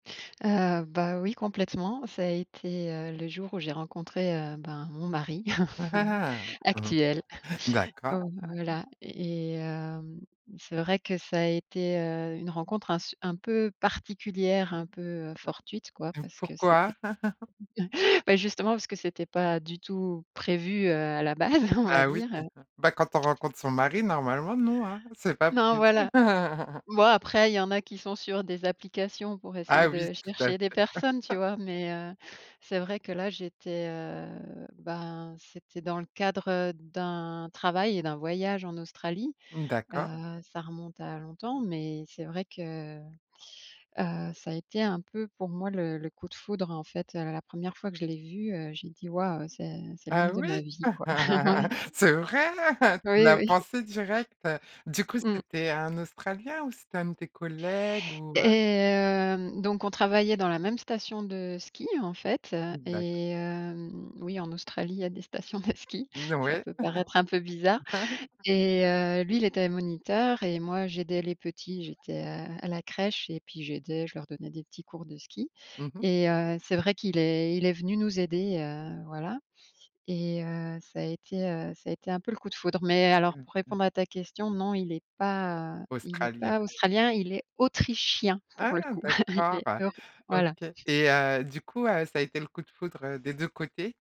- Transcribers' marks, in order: laugh; chuckle; other background noise; tapping; chuckle; chuckle; chuckle; chuckle; chuckle; laughing while speaking: "de ski"; laugh; stressed: "autrichien"; chuckle
- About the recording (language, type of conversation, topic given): French, podcast, Peux-tu raconter une rencontre qui a tout fait basculer ?